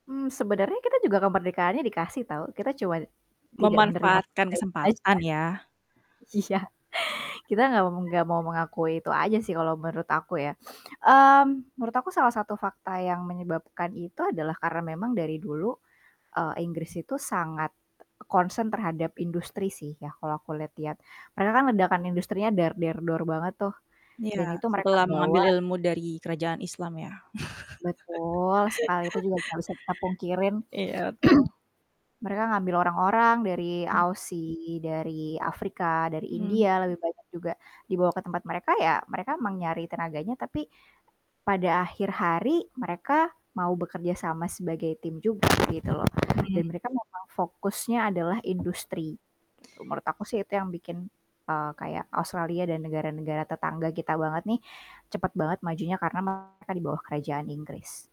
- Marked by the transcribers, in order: static; unintelligible speech; laughing while speaking: "Iya"; other background noise; in English: "concern"; other noise; distorted speech; laugh; throat clearing; tapping
- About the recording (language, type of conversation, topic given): Indonesian, unstructured, Bagaimana pendapatmu tentang kolonialisme dan dampaknya di Indonesia?
- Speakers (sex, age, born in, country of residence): female, 25-29, Indonesia, Indonesia; female, 30-34, Indonesia, Indonesia